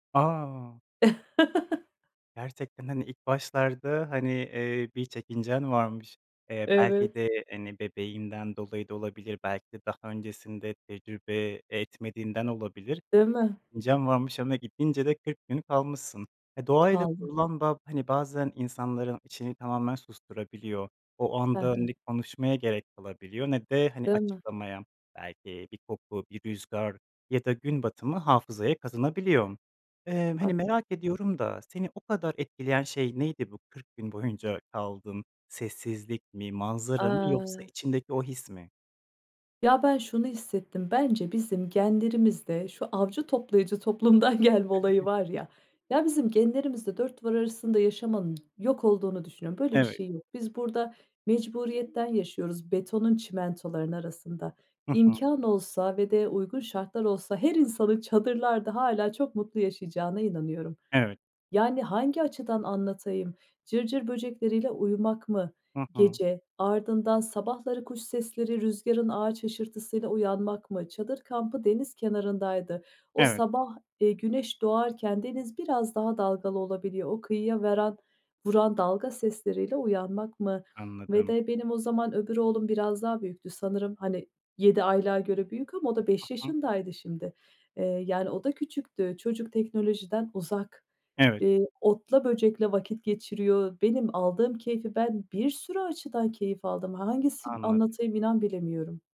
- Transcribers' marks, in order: chuckle; other background noise; laughing while speaking: "toplumdan gelme olayı var ya"; chuckle; tapping
- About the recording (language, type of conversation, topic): Turkish, podcast, Doğayla ilgili en unutamadığın anını anlatır mısın?